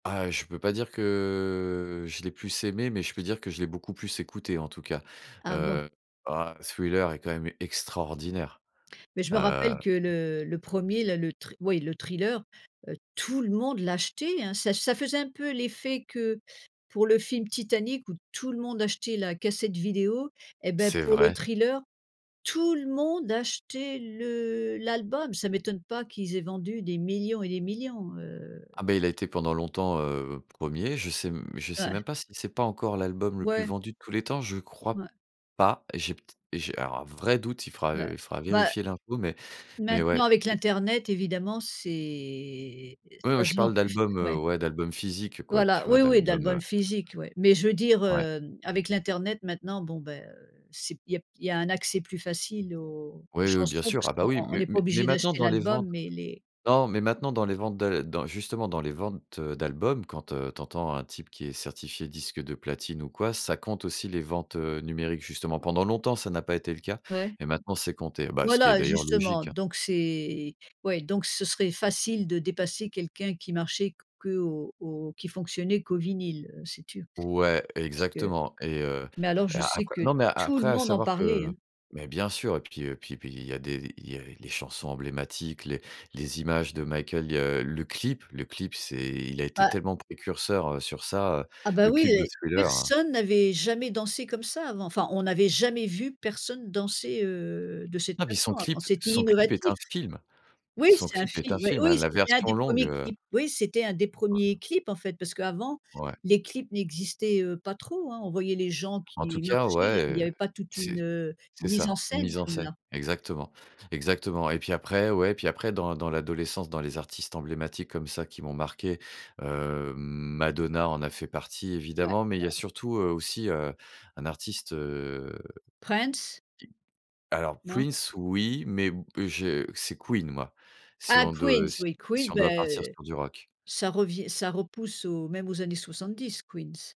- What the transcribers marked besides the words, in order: drawn out: "que"; stressed: "extraordinaire"; stressed: "tout le monde"; stressed: "tout le monde"; stressed: "doute"; drawn out: "c'est"; stressed: "monde"; "Queen" said as "Queens"; "Queen" said as "Queens"
- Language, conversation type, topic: French, podcast, Quelle chanson te ramène directement à ton adolescence ?